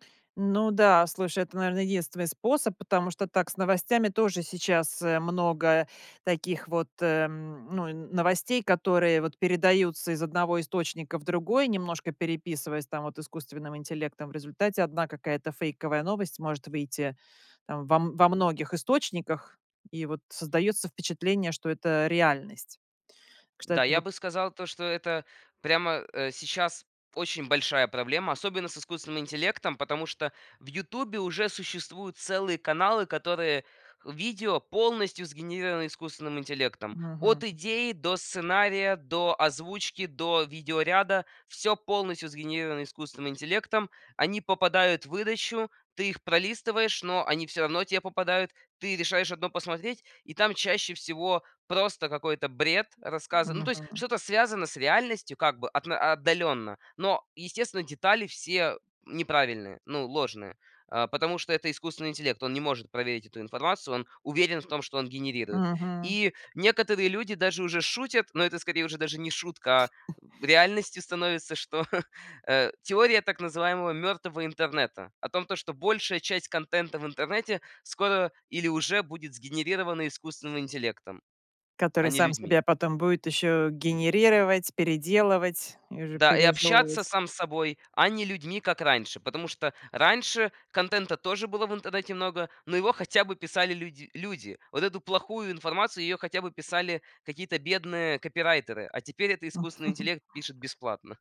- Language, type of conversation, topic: Russian, podcast, Как YouTube изменил наше восприятие медиа?
- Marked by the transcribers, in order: other background noise; chuckle; tapping; chuckle